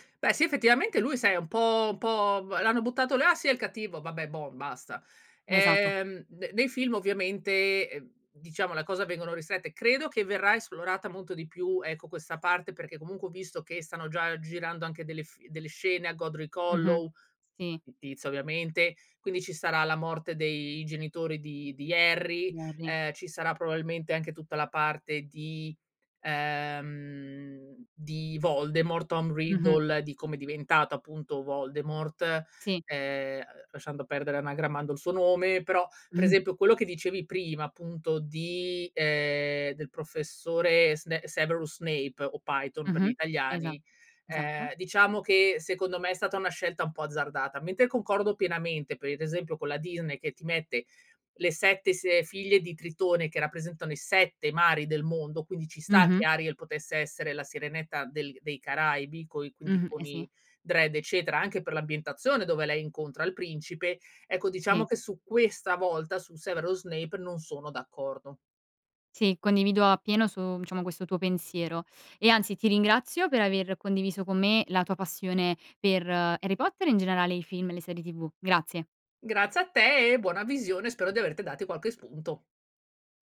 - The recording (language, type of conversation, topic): Italian, podcast, Come descriveresti la tua esperienza con la visione in streaming e le maratone di serie o film?
- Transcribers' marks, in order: "Esatto" said as "esato"; chuckle; put-on voice: "Piton"